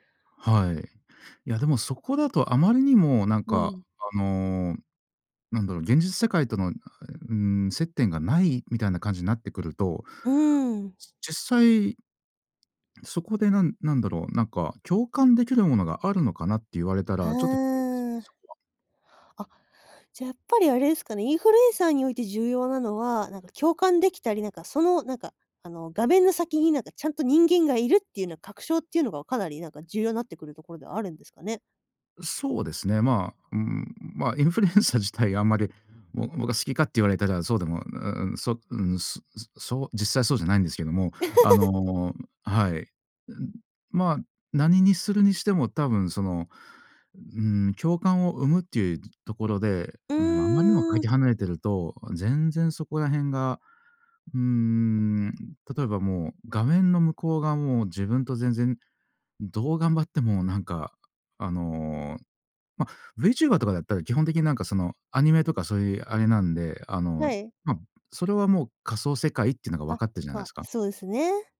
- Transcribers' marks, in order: tapping; in English: "インフルエンサー"; laughing while speaking: "インフルエンサー 自体"; in English: "インフルエンサー"; laugh
- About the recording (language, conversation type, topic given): Japanese, podcast, AIやCGのインフルエンサーをどう感じますか？